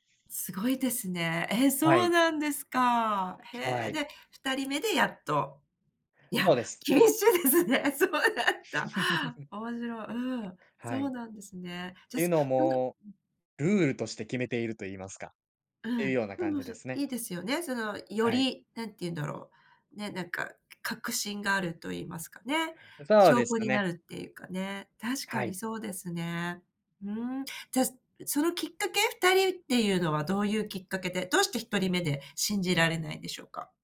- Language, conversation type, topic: Japanese, podcast, 自分の強みはどのように見つけましたか？
- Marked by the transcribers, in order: laughing while speaking: "厳しいですね。そうだった"; chuckle